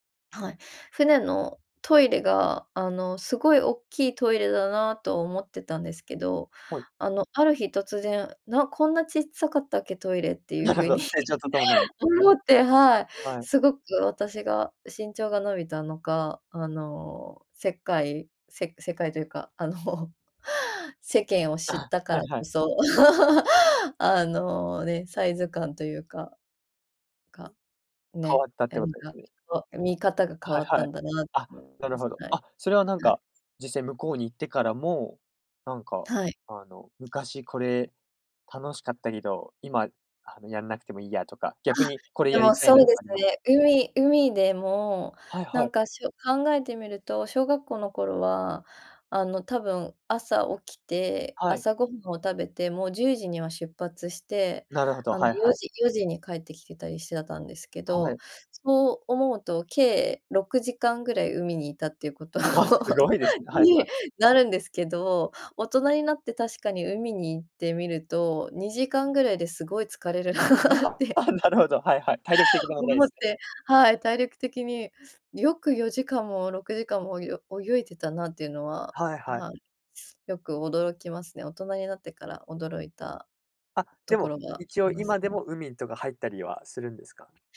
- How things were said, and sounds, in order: laughing while speaking: "風に思って"; laugh; laugh; laughing while speaking: "なって"
- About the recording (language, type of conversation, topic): Japanese, podcast, 子どもの頃のいちばん好きな思い出は何ですか？